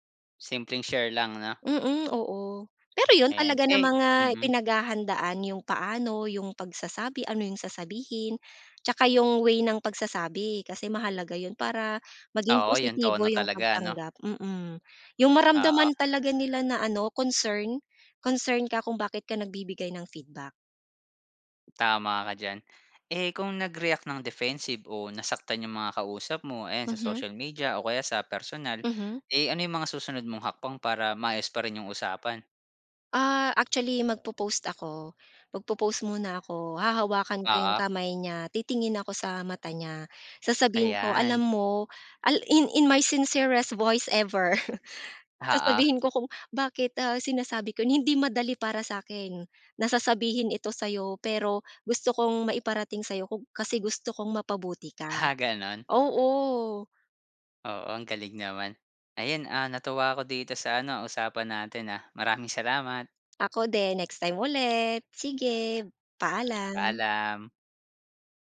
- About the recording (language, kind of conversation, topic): Filipino, podcast, Paano ka nagbibigay ng puna nang hindi nasasaktan ang loob ng kausap?
- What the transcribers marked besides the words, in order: in English: "nag-react nang defensive"; chuckle